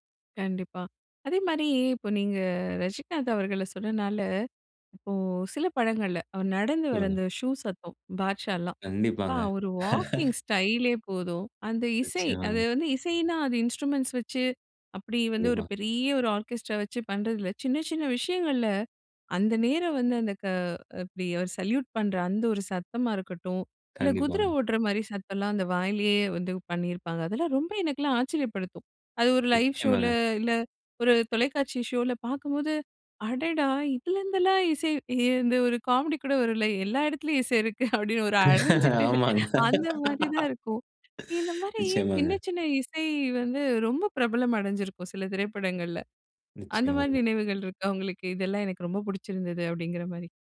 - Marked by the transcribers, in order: surprised: "இப்போ சில படங்கள்ல அவர் நடந்து … வாக்கிங் ஸ்டைலே போதும்"; in English: "வாக்கிங் ஸ்டைலே"; laugh; other noise; in English: "இன்ஸ்ட்ரூமென்ட்ஸ்"; in English: "ஆர்கெஸ்ட்ரா"; in English: "சல்யூட்"; in English: "லைவ் ஷோல"; laughing while speaking: "இந்த ஒரு காமெடி கூட வருல்ல … மாதிரி தான் இருக்கும்"; laughing while speaking: "ஆமாங்க"
- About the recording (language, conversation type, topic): Tamil, podcast, பட இசை ஒரு கதையின் உணர்வுகளை எவ்வாறு வளர்க்கிறது?